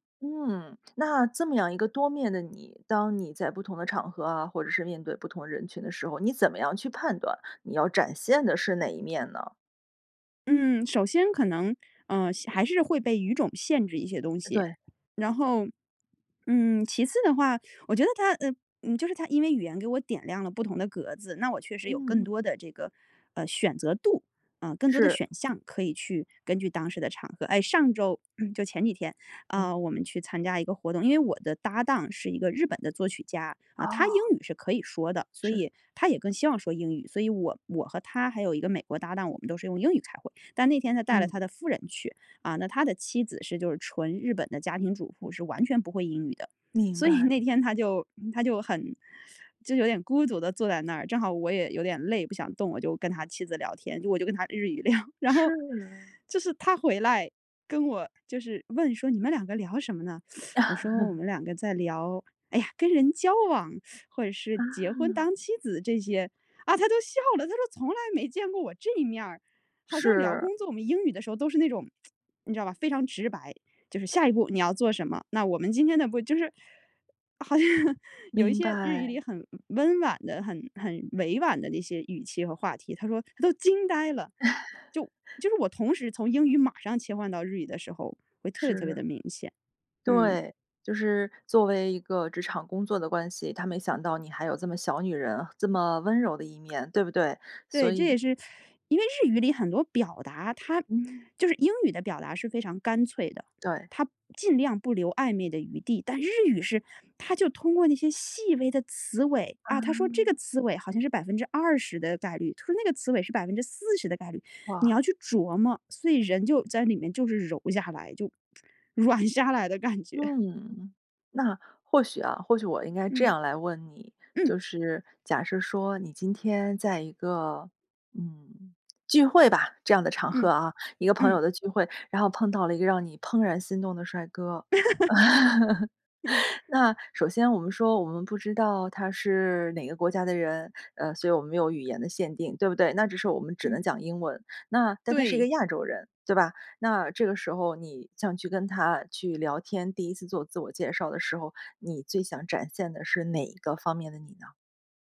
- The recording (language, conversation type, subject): Chinese, podcast, 语言在你的身份认同中起到什么作用？
- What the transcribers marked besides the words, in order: laughing while speaking: "聊"; laugh; teeth sucking; lip smack; laughing while speaking: "好像"; laugh; lip smack; laughing while speaking: "感觉"; laugh